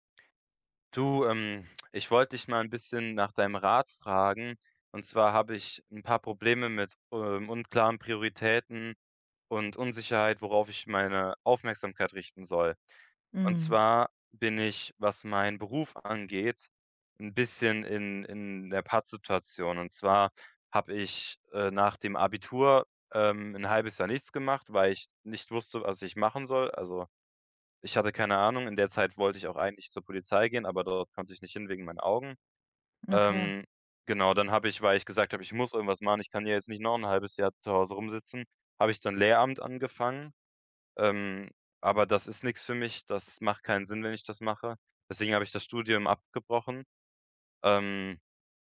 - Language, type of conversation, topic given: German, advice, Worauf sollte ich meine Aufmerksamkeit richten, wenn meine Prioritäten unklar sind?
- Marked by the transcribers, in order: other noise